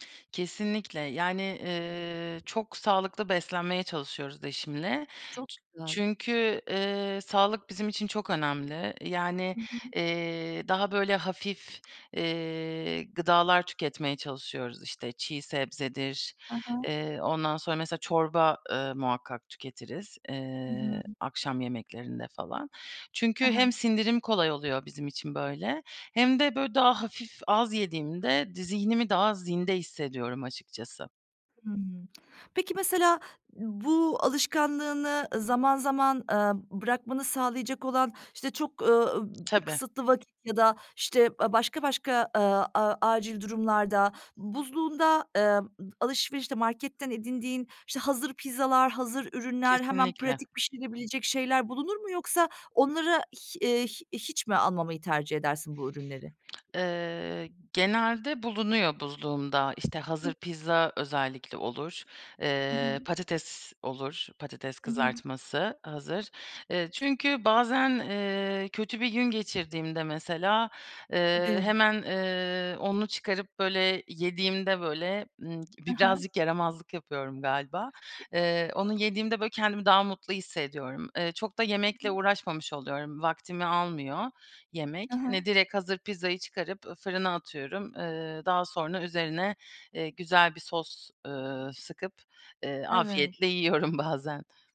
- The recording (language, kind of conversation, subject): Turkish, podcast, Haftalık yemek planını nasıl hazırlıyorsun?
- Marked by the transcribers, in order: tapping; tongue click; other background noise; laughing while speaking: "yiyorum"